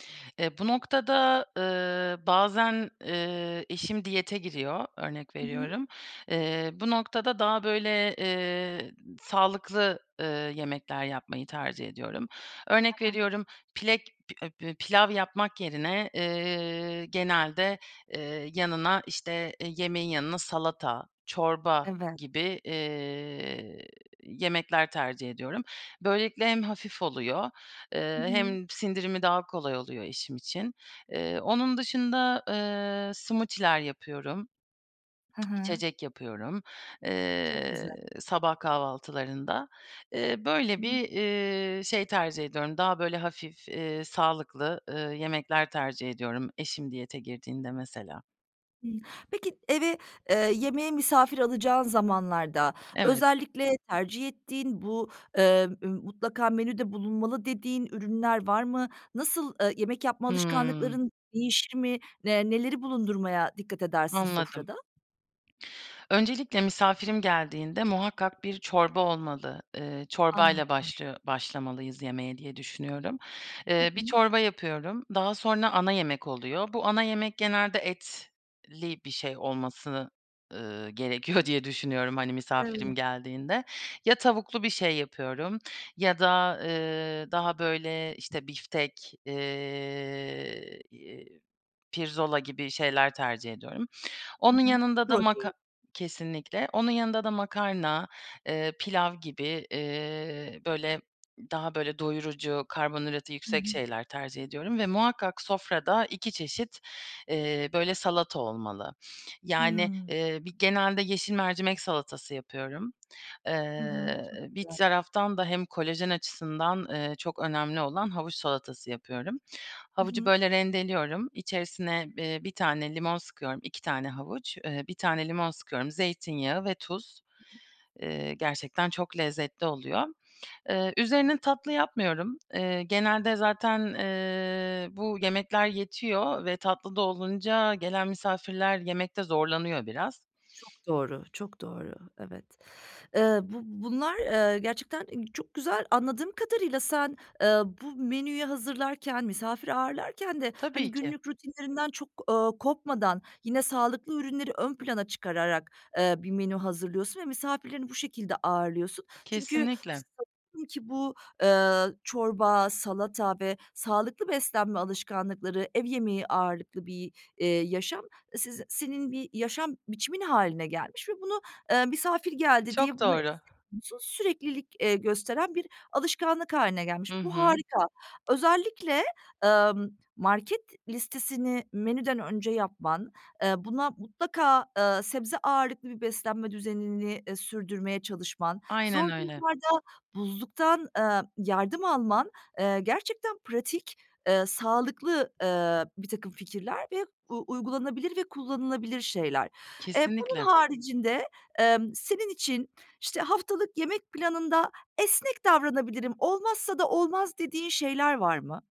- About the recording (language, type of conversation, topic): Turkish, podcast, Haftalık yemek planını nasıl hazırlıyorsun?
- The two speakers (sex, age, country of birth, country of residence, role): female, 30-34, Turkey, Germany, guest; female, 40-44, Turkey, Germany, host
- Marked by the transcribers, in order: drawn out: "eee"; in English: "smoothie'ler"; tapping; laughing while speaking: "gerekiyor"; other background noise